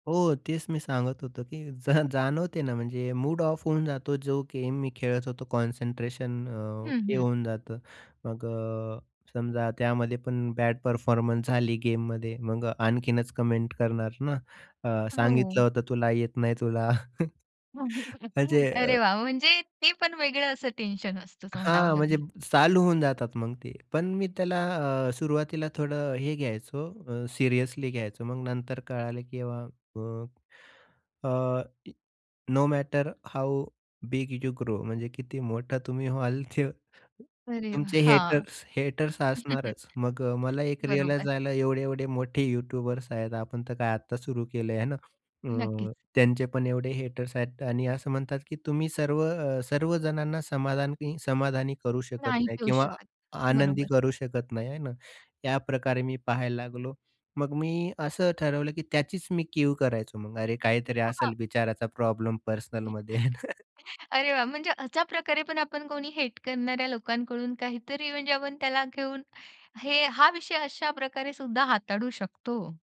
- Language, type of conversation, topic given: Marathi, podcast, तुमच्या आत्मविश्वासावर सोशल मीडियाचा कसा परिणाम होतो?
- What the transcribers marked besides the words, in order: laughing while speaking: "जा"; in English: "कॉन्सन्ट्रेशन"; in English: "कमेंट"; chuckle; in English: "नो मॅटर हाउ बिग यू ग्रो"; in English: "हेटर्स हेटर्स"; in English: "रिअलाईज"; chuckle; other background noise; in English: "हेटर्स"; unintelligible speech; laughing while speaking: "आहे ना"; in English: "हेट"